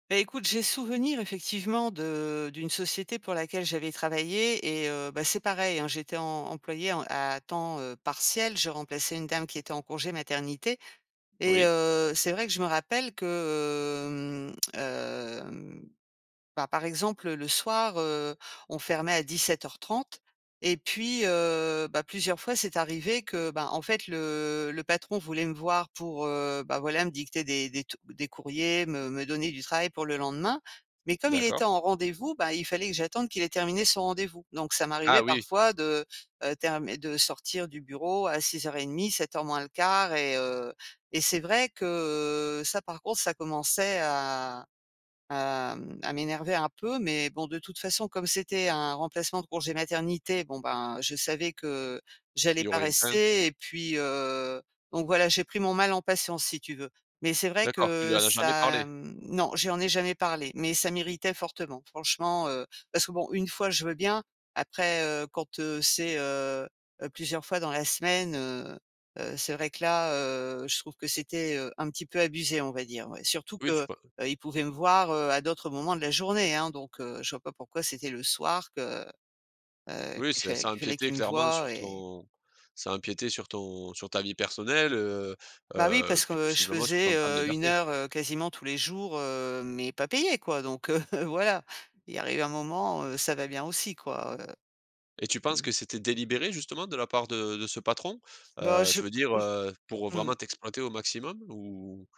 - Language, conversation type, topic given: French, podcast, Comment dire non à une demande de travail sans culpabiliser ?
- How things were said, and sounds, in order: drawn out: "hem, hem"; laughing while speaking: "heu"